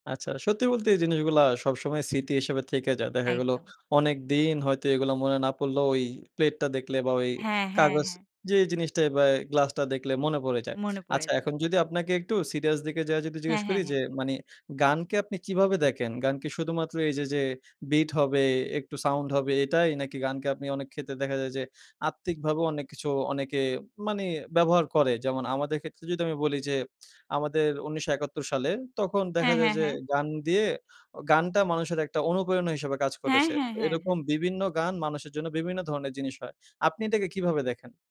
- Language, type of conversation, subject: Bengali, podcast, কোন গান শুনলে আপনি তৎক্ষণাৎ ছোটবেলায় ফিরে যান, আর কেন?
- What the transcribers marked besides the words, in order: none